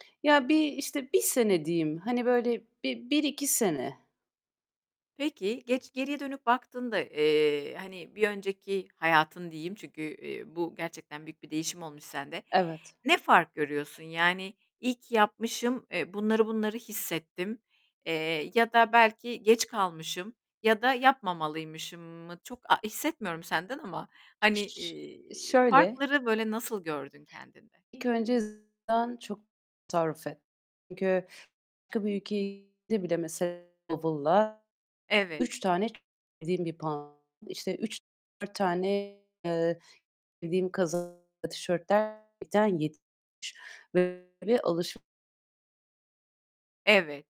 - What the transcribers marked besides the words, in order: other background noise; tapping; distorted speech; unintelligible speech; unintelligible speech; unintelligible speech; unintelligible speech; unintelligible speech
- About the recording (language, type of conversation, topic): Turkish, podcast, Minimalist olmak seni zihinsel olarak rahatlatıyor mu?